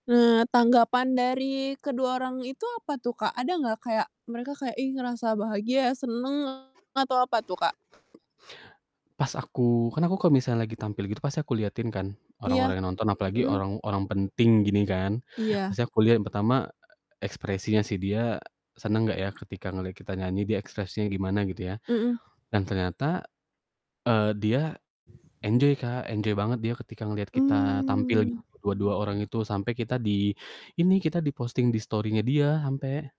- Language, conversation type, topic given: Indonesian, podcast, Apa momen paling membanggakan yang pernah kamu alami lewat hobi?
- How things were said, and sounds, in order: static; other background noise; distorted speech; tapping; in English: "enjoy"; in English: "enjoy"